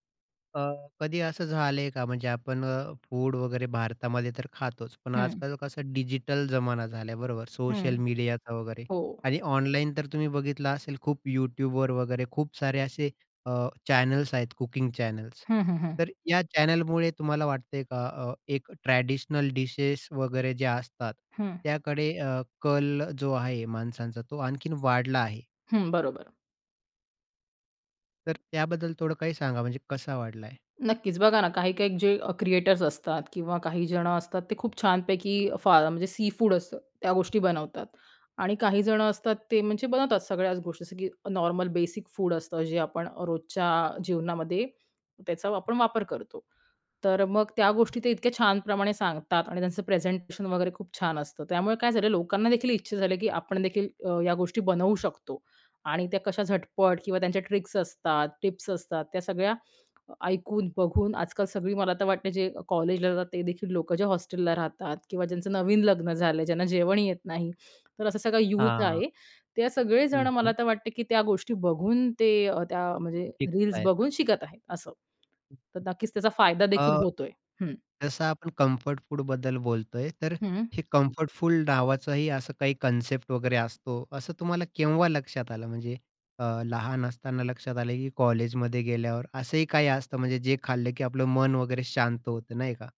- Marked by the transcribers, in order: in English: "चॅनल्स"; in English: "कुकिंग चॅनल्स"; in English: "चॅनलमुळे"; in English: "ट्रॅडिशनल डिशेस"; other background noise; in English: "सीफूड"; in English: "नॉर्मल बेसिक"; tapping; in English: "ट्रिक्स"; in English: "कम्फर्ट"; in English: "कम्फर्टफुल"
- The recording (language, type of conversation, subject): Marathi, podcast, तुमचं ‘मनाला दिलासा देणारं’ आवडतं अन्न कोणतं आहे, आणि ते तुम्हाला का आवडतं?